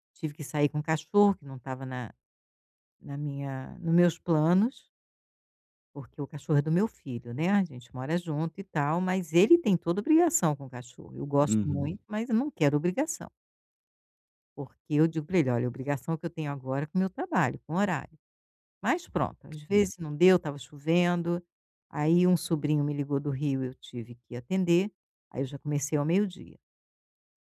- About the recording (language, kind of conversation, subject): Portuguese, advice, Como posso levantar cedo com mais facilidade?
- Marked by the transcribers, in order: other background noise